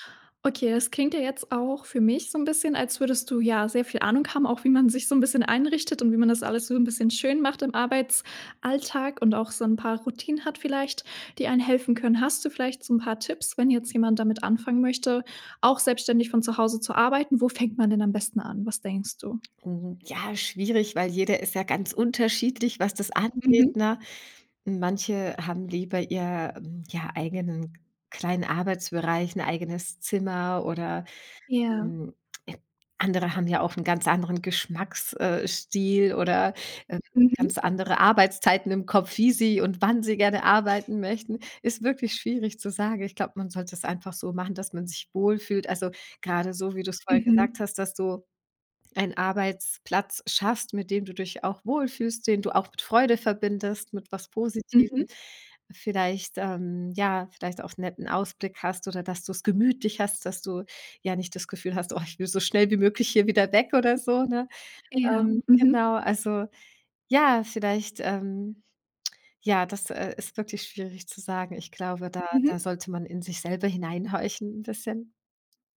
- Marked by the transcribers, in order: other noise
- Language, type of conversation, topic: German, podcast, Wie trennst du Arbeit und Privatleben, wenn du zu Hause arbeitest?